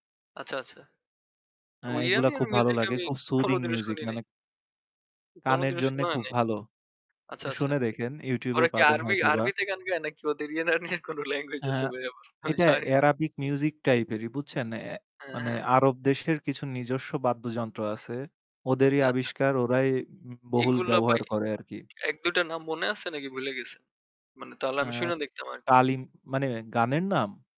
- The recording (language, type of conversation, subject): Bengali, unstructured, আপনি কোন ধরনের গান শুনতে ভালোবাসেন?
- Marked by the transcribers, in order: unintelligible speech; static; distorted speech; in English: "soothing music"; laughing while speaking: "language আছে ভাইয়া? আমি জানি না"; in English: "language"